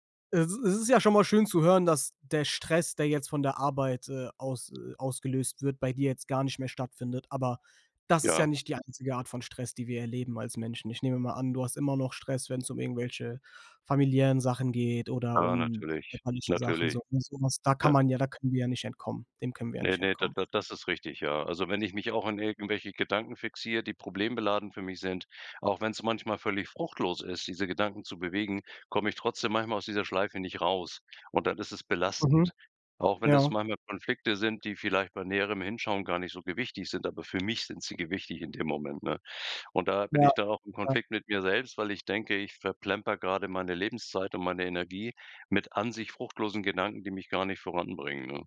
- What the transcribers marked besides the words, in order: other background noise
- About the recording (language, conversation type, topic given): German, podcast, Wie gehst du mit Stress im Alltag um?